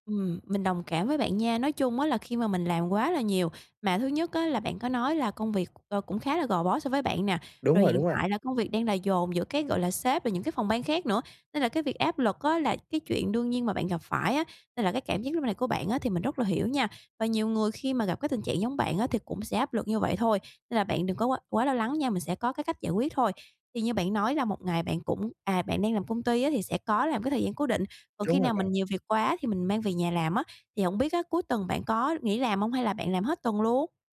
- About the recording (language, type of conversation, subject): Vietnamese, advice, Làm sao để dành thời gian nghỉ ngơi cho bản thân mỗi ngày?
- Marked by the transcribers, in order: tapping